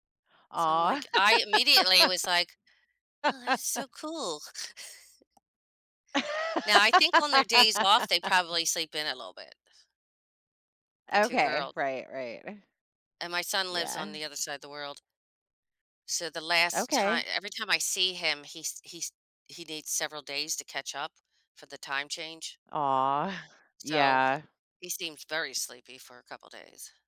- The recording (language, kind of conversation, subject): English, unstructured, How do your daily routines and energy levels change depending on whether you wake up early or stay up late?
- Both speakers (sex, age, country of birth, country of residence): female, 50-54, United States, United States; female, 55-59, United States, United States
- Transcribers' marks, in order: laugh; chuckle; laugh